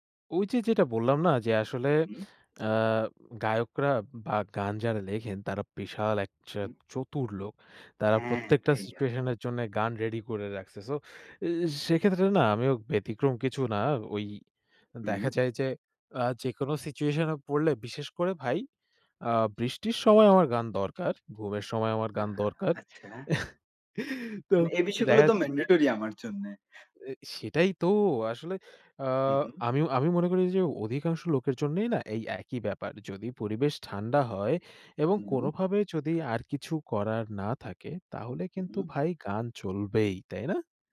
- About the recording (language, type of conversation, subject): Bengali, unstructured, সঙ্গীত আপনার জীবনে কী ধরনের প্রভাব ফেলেছে?
- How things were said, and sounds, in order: other background noise; lip smack; chuckle